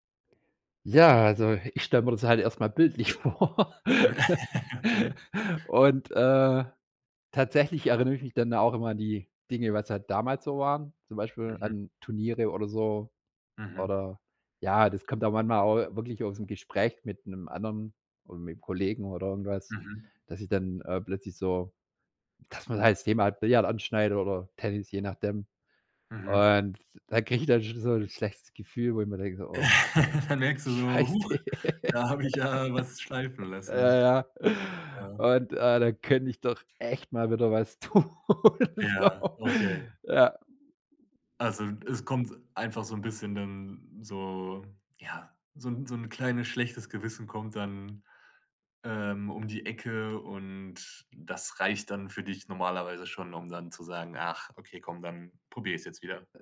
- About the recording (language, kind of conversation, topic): German, podcast, Wie findest du Motivation für ein Hobby, das du vernachlässigt hast?
- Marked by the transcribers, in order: laugh; laughing while speaking: "vor"; laugh; laugh; laughing while speaking: "scheiß te"; laugh; laughing while speaking: "tun, so"